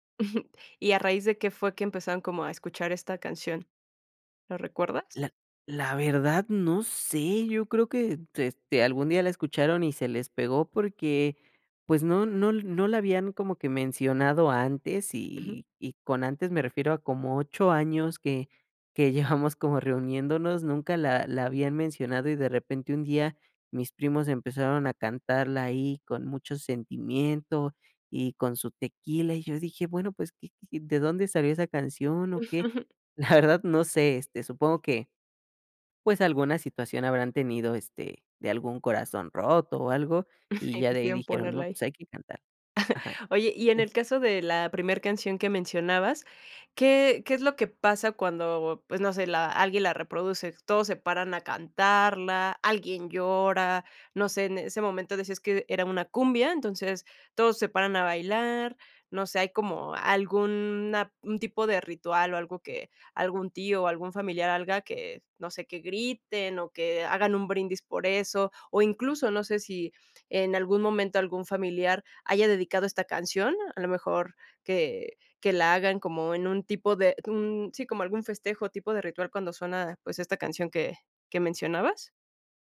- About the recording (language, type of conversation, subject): Spanish, podcast, ¿Qué canción siempre suena en reuniones familiares?
- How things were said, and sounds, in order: chuckle; chuckle; chuckle; chuckle; other noise